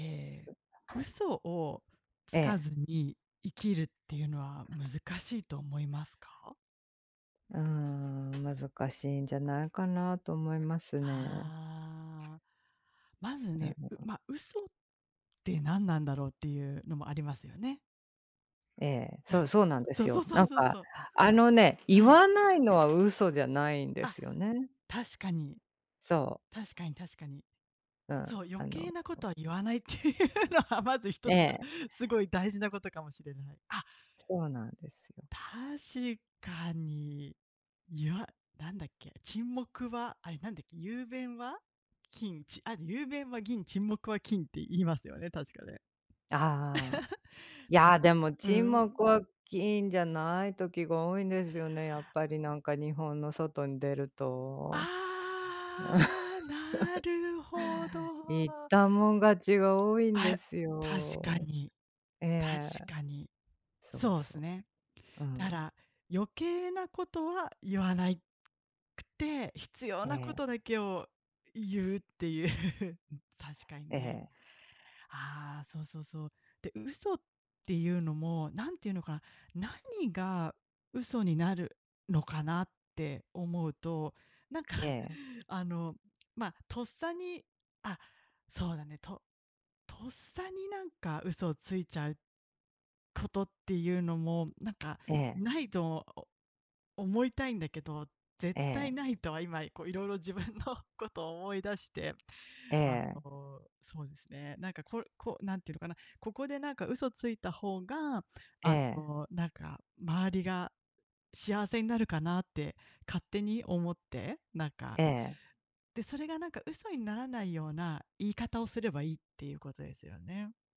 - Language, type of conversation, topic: Japanese, unstructured, 嘘をつかずに生きるのは難しいと思いますか？
- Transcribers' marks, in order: other background noise; tapping; laughing while speaking: "っていうのはまず一つ"; laugh; drawn out: "ああ、なるほど"; laugh